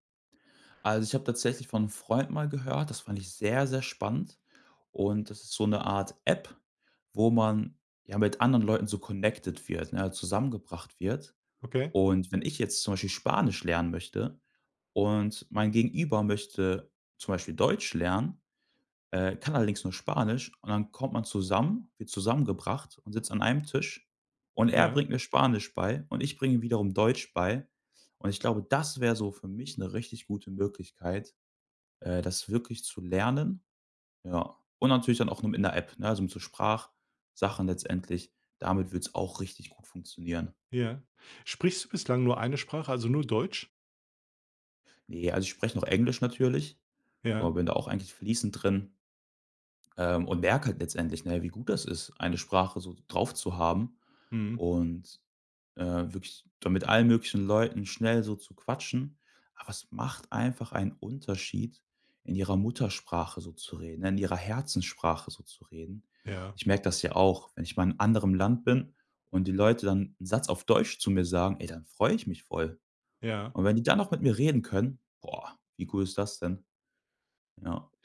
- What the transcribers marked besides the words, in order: in English: "connected"; other background noise; stressed: "das"; stressed: "boah"
- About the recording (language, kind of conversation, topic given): German, podcast, Was würdest du jetzt gern noch lernen und warum?